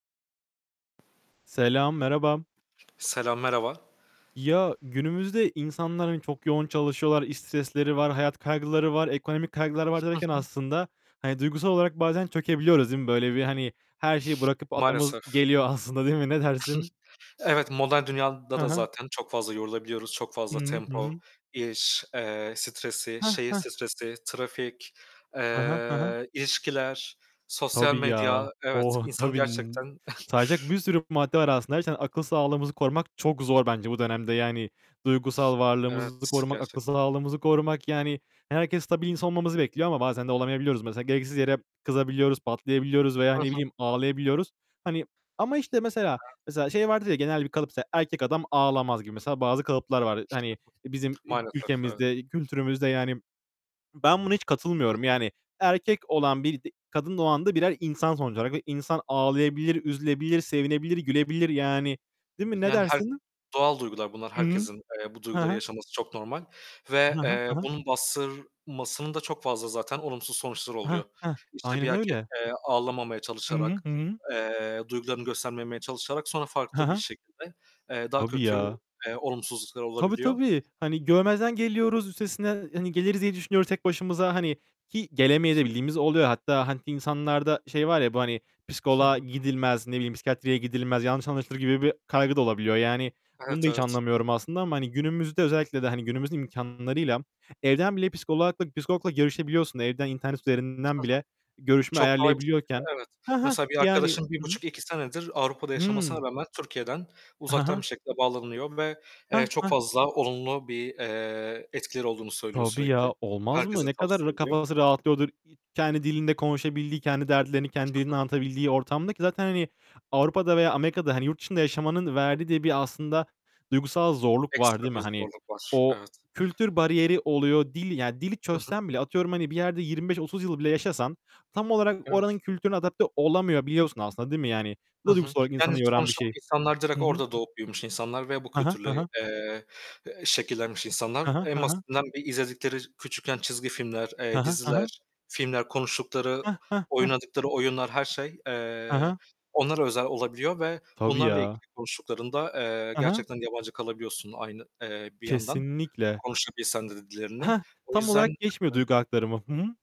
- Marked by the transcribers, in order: static; tapping; distorted speech; other background noise; "atlamamız" said as "atlamız"; chuckle; stressed: "Kesinlikle"
- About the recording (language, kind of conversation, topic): Turkish, unstructured, Duygusal zorluklar yaşarken yardım istemek neden zor olabilir?